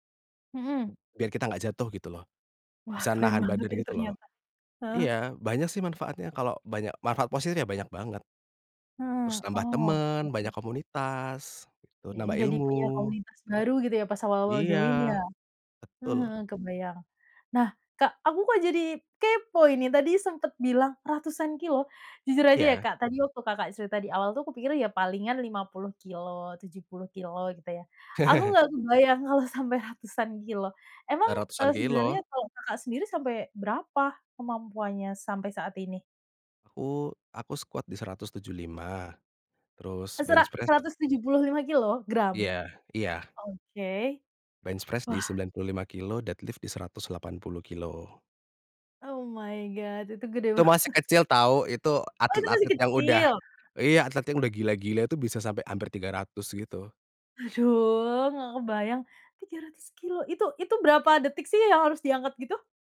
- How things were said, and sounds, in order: tapping; laugh; laughing while speaking: "sampai"; in English: "squat"; in English: "bench press"; in English: "Bench press"; in English: "dead lift"; in English: "my God"; laughing while speaking: "banget"; other background noise
- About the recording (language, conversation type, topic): Indonesian, podcast, Kapan hobi pernah membuatmu keasyikan sampai lupa waktu?